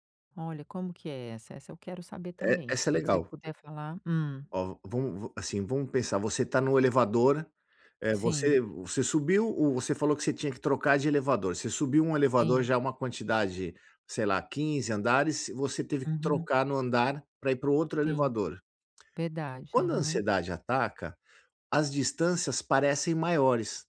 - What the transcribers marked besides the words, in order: tapping
- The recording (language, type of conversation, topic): Portuguese, advice, Como posso lidar com a ansiedade ao viajar para um lugar novo?